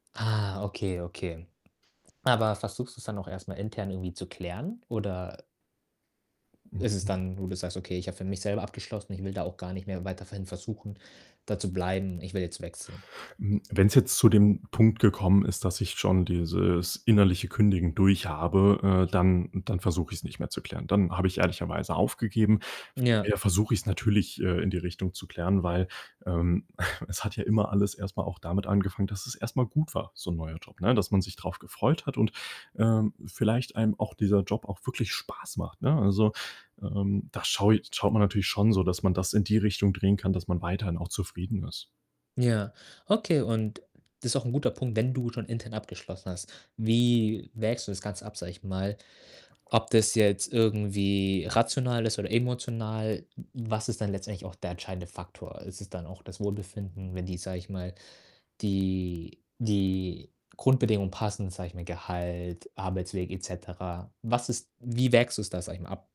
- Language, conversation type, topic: German, podcast, Wann ist ein Jobwechsel für dich der richtige Schritt?
- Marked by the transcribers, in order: distorted speech; other background noise; chuckle